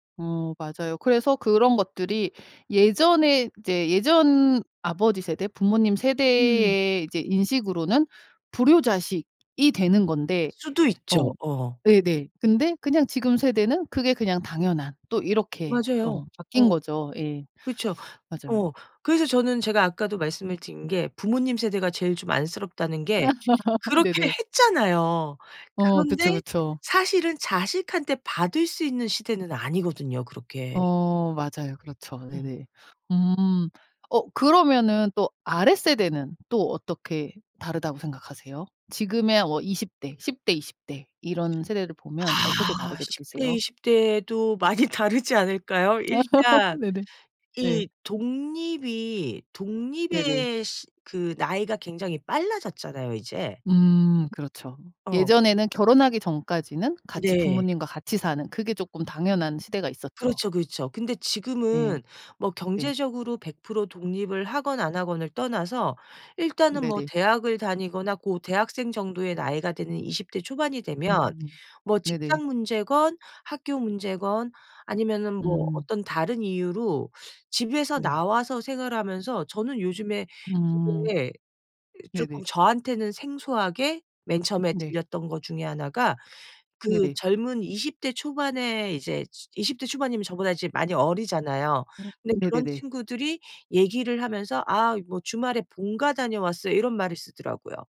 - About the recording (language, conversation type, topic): Korean, podcast, 세대에 따라 ‘효’를 어떻게 다르게 느끼시나요?
- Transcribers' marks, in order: other background noise; tapping; laugh; laughing while speaking: "많이"; laugh